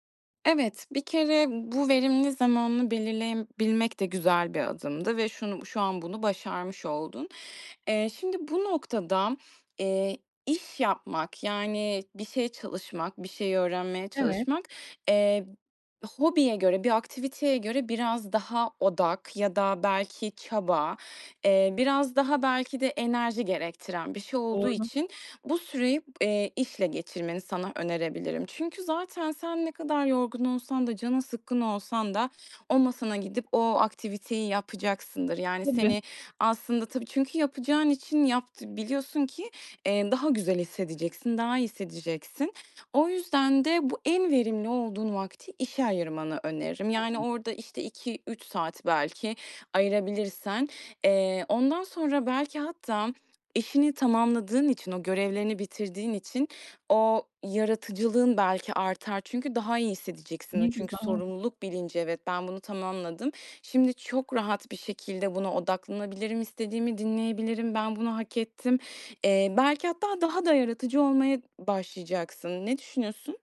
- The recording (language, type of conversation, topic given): Turkish, advice, İş ile yaratıcılık arasında denge kurmakta neden zorlanıyorum?
- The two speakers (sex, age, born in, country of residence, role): female, 25-29, Turkey, Ireland, advisor; female, 45-49, Turkey, Spain, user
- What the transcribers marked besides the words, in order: unintelligible speech